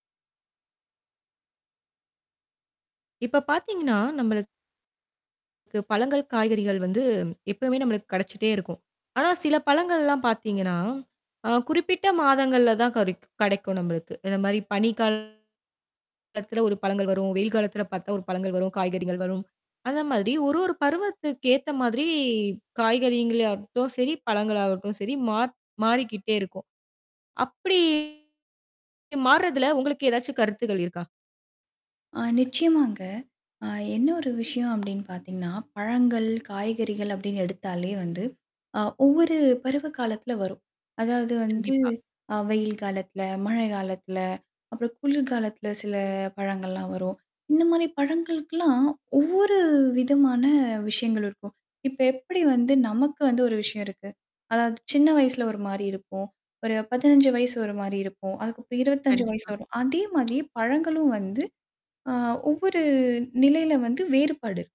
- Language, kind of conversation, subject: Tamil, podcast, பருவ மாற்றங்களுக்கேற்ப பழங்களும் காய்கறிகளும் எவ்வாறு மாறுகின்றன?
- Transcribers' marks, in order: distorted speech; mechanical hum